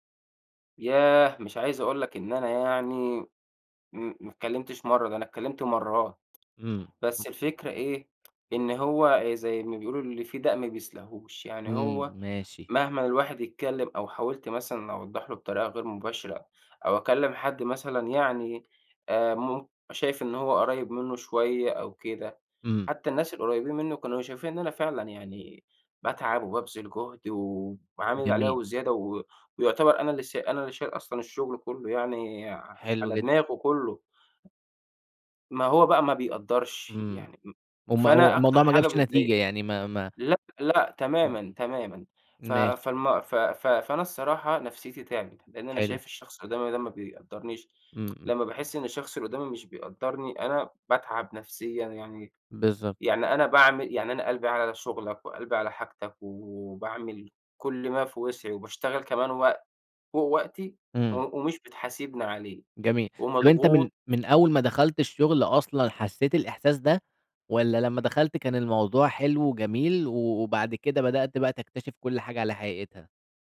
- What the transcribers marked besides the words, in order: other noise; tapping
- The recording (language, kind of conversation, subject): Arabic, podcast, إيه العلامات اللي بتقول إن شغلك بيستنزفك؟